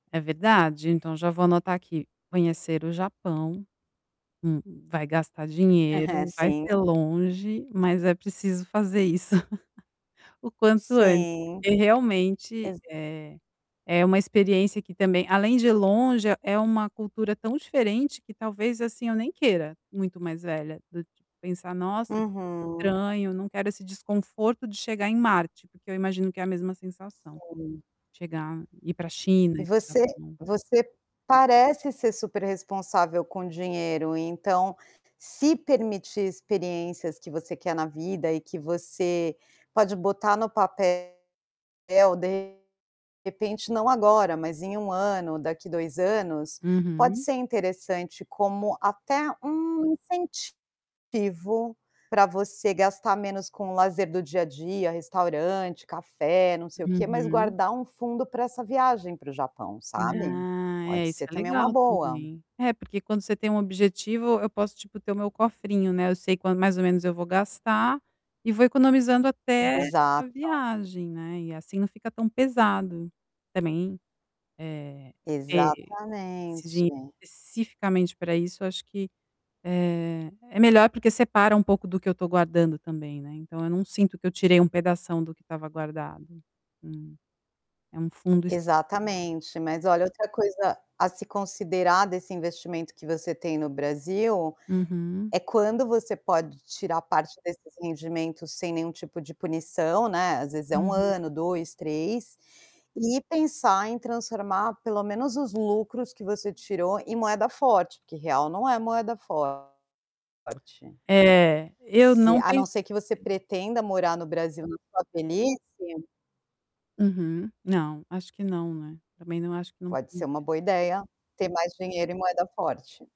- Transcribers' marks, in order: tapping; distorted speech; laugh; background speech
- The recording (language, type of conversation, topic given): Portuguese, advice, Como lidar com a culpa de gastar com lazer quando eu deveria estar poupando?